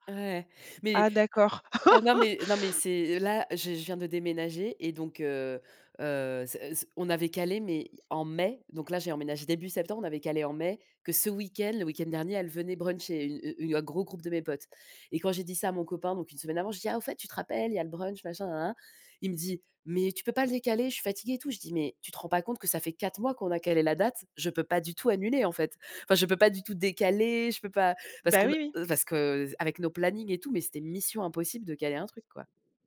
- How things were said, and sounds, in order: laugh
- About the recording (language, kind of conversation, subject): French, unstructured, Qu’est-ce qui rend tes amitiés spéciales ?
- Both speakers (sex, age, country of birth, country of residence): female, 35-39, France, France; female, 45-49, France, France